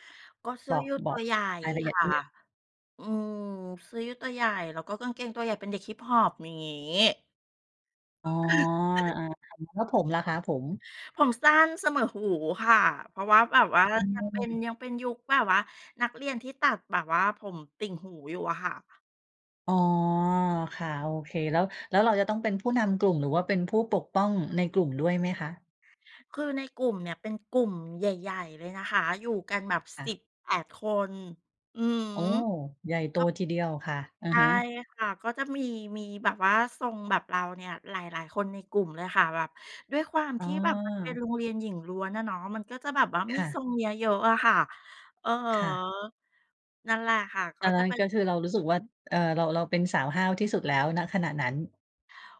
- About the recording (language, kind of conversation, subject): Thai, podcast, สไตล์การแต่งตัวที่ทำให้คุณรู้สึกว่าเป็นตัวเองเป็นแบบไหน?
- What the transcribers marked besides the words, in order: laugh; other background noise